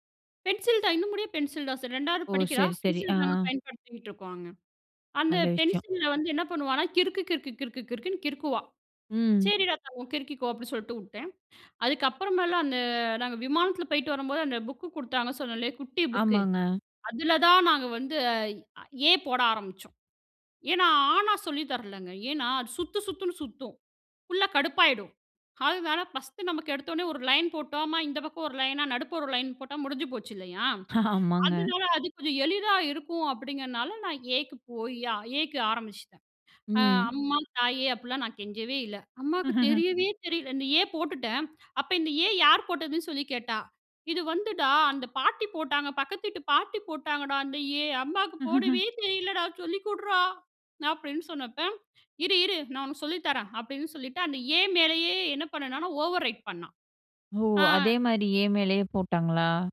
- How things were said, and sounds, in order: other background noise; drawn out: "அந்த"; in English: "லைன்"; in English: "லைனா"; laughing while speaking: "ஆமாங்க"; in English: "லைன்"; chuckle; chuckle; in English: "ஓவர் ரைட்"
- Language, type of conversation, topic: Tamil, podcast, பிள்ளைகளின் வீட்டுப்பாடத்தைச் செய்ய உதவும்போது நீங்கள் எந்த அணுகுமுறையைப் பின்பற்றுகிறீர்கள்?